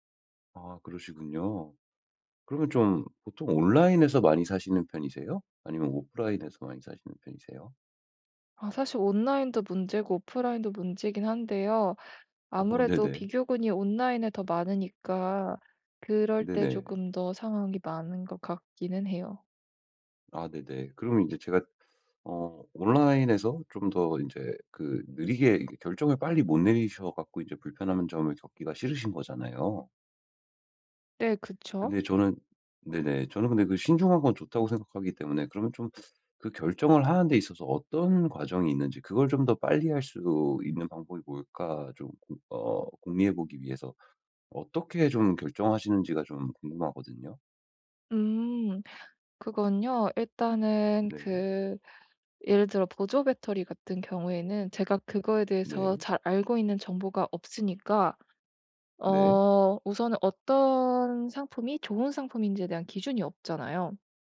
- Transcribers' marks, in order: tapping; laughing while speaking: "어"; other background noise
- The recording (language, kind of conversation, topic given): Korean, advice, 쇼핑할 때 결정을 미루지 않으려면 어떻게 해야 하나요?